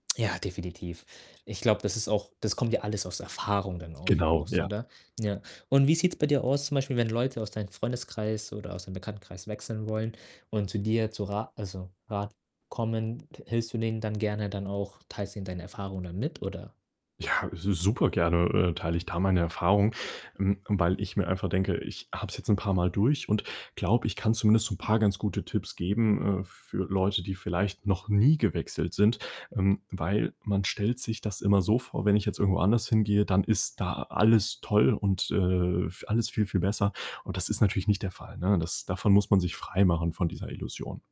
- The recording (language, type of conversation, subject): German, podcast, Wann ist ein Jobwechsel für dich der richtige Schritt?
- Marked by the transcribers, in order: other background noise; distorted speech; static